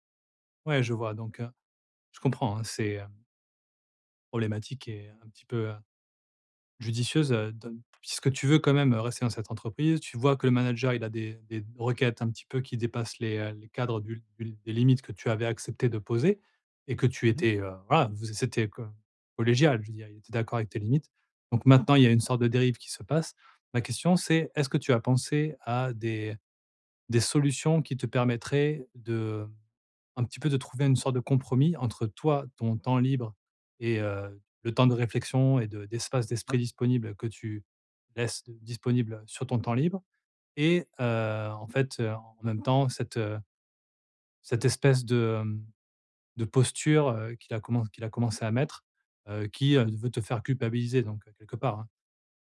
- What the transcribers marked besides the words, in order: none
- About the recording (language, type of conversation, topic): French, advice, Comment poser des limites claires entre mon travail et ma vie personnelle sans culpabiliser ?